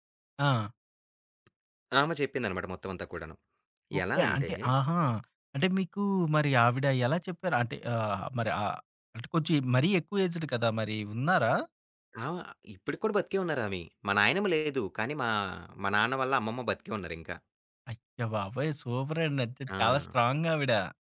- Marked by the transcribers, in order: other background noise; in English: "ఏజ్డ్"
- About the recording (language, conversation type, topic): Telugu, podcast, మీ కుటుంబ వలస కథను ఎలా చెప్పుకుంటారు?